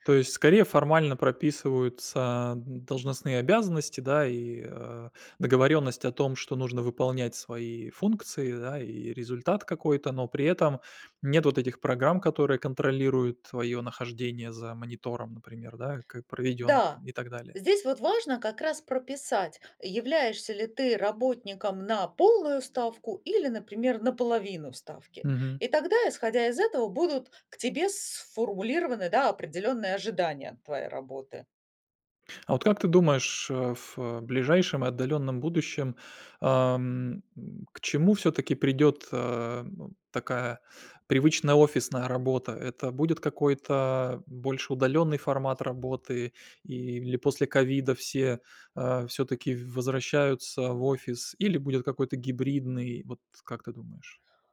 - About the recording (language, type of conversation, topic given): Russian, podcast, Что вы думаете о гибком графике и удалённой работе?
- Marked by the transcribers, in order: tapping